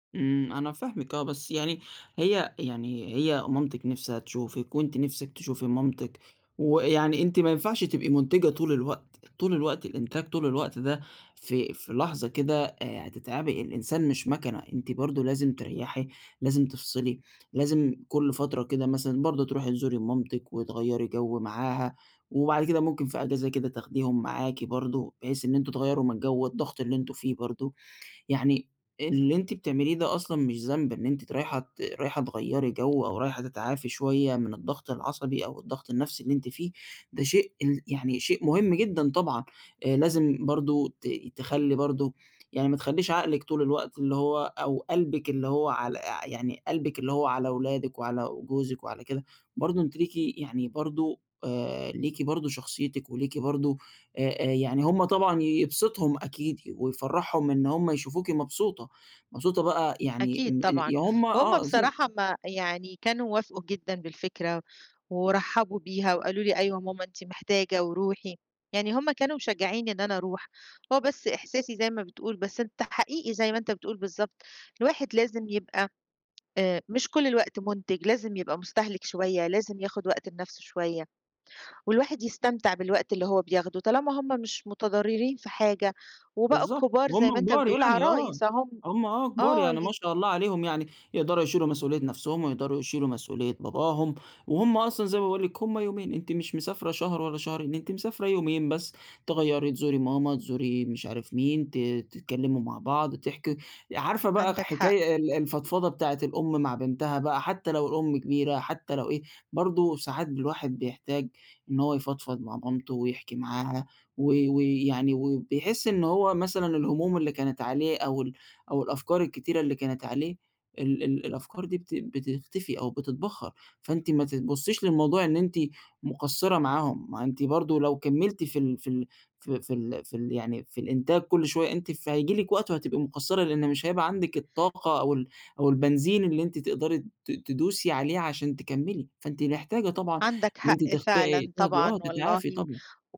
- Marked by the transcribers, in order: tapping; other noise
- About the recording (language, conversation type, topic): Arabic, advice, إزاي أتعامل مع إحساس الذنب لما آخد إجازة عشان أتعافى؟